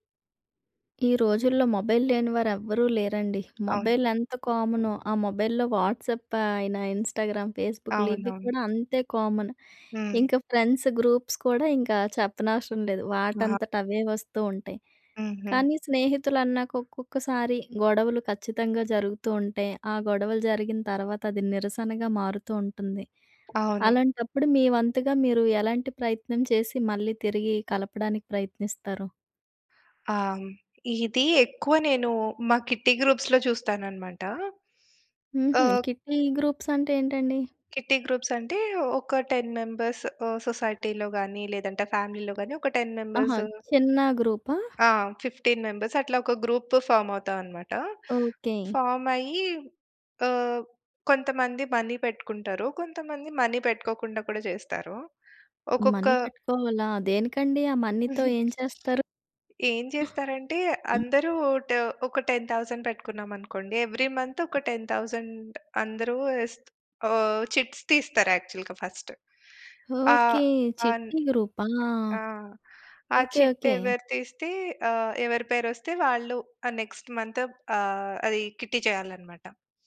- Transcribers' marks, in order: in English: "మొబైల్"; tapping; in English: "మొబైల్"; in English: "మొబైల్‌లో వాట్సాప్"; in English: "ఇన్‌స్టాగ్రామ్"; in English: "కామన్"; in English: "ఫ్రెండ్స్ గ్రూప్స్"; other background noise; in English: "కిట్టీ గ్రూప్స్‌లో"; in English: "కిట్టి గ్రూప్స్"; in English: "కిట్టీ గ్రూప్స్"; in English: "టెన్"; in English: "సొసైటీలో"; in English: "ఫ్యామిలీలో"; in English: "టెన్"; in English: "ఫిఫ్టీన్ మెంబర్స్"; in English: "ఫార్మ్"; in English: "ఫార్మ్"; in English: "మనీ"; in English: "మనీ"; in English: "మనీ"; giggle; in English: "మనీతో"; in English: "టెన్ థౌసండ్"; in English: "ఎవ్రి"; in English: "టెన్ థౌసండ్"; in English: "చిట్స్"; in English: "యాక్చువల్‌గా"; in English: "చిట్"; in English: "నెక్స్ట్ మంత్"; in English: "కిట్టీ"
- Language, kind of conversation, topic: Telugu, podcast, స్నేహితుల గ్రూప్ చాట్‌లో మాటలు గొడవగా మారితే మీరు ఎలా స్పందిస్తారు?
- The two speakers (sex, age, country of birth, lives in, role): female, 30-34, India, India, host; female, 40-44, India, India, guest